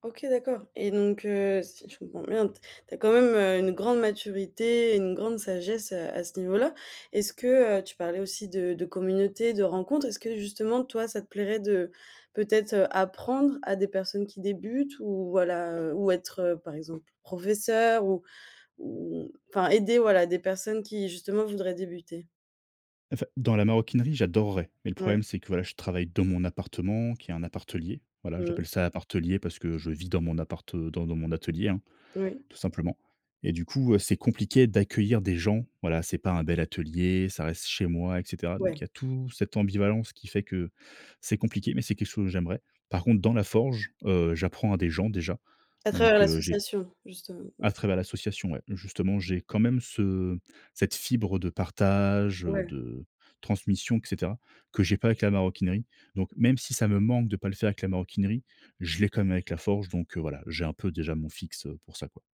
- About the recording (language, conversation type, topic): French, podcast, Quel conseil donnerais-tu à quelqu’un qui débute ?
- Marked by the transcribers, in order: tapping; stressed: "apprendre"; stressed: "tout"